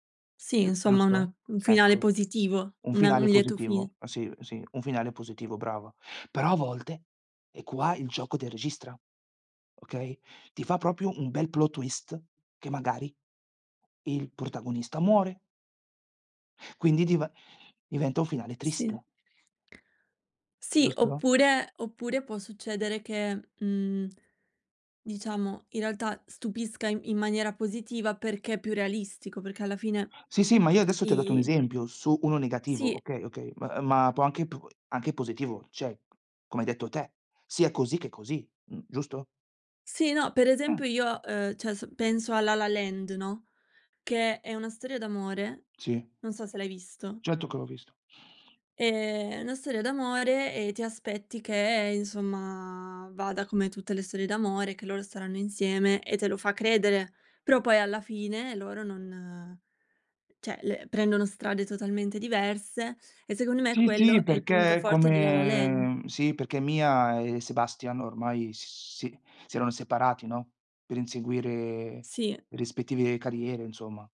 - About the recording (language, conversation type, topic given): Italian, podcast, Perché alcuni finali di film dividono il pubblico?
- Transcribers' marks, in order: in English: "plot twist"; other background noise; "cioè" said as "ceh"; drawn out: "come"